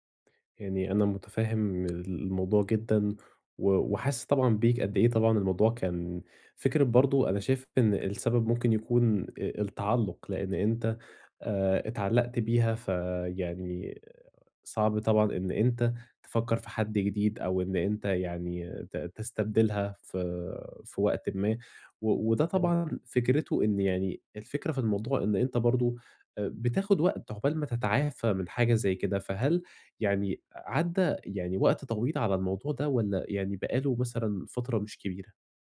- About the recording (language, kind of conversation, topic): Arabic, advice, إزاي أوازن بين ذكرياتي والعلاقات الجديدة من غير ما أحس بالذنب؟
- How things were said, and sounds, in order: tapping